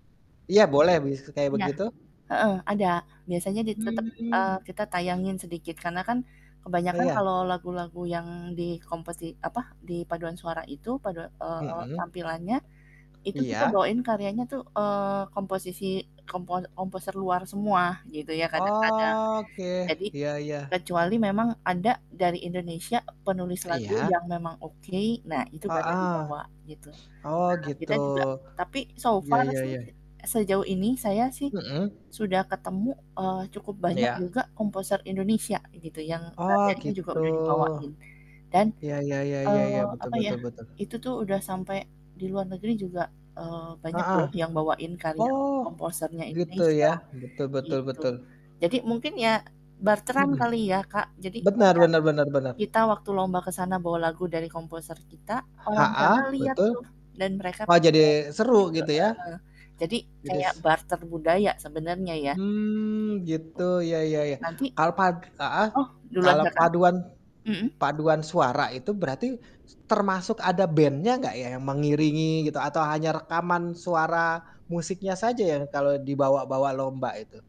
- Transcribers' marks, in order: static; sniff; tapping; drawn out: "Oke"; distorted speech; sniff; in English: "so far"
- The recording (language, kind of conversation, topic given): Indonesian, unstructured, Apa kenangan terbaikmu saat menonton konser?